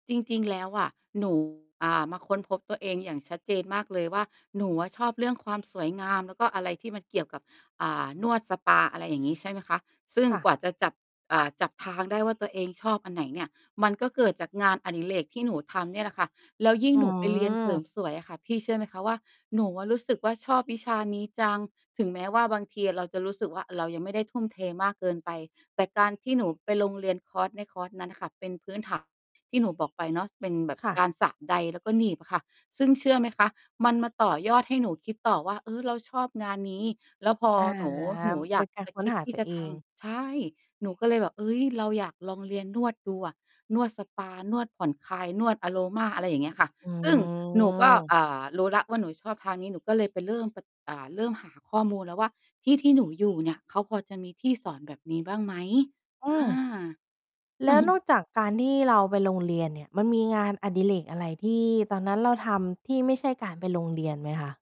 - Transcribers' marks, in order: distorted speech; drawn out: "อืม"; chuckle
- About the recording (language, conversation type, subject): Thai, podcast, มีงานอดิเรกอะไรที่คุณอยากกลับไปทำอีกครั้ง แล้วอยากเล่าให้ฟังไหม?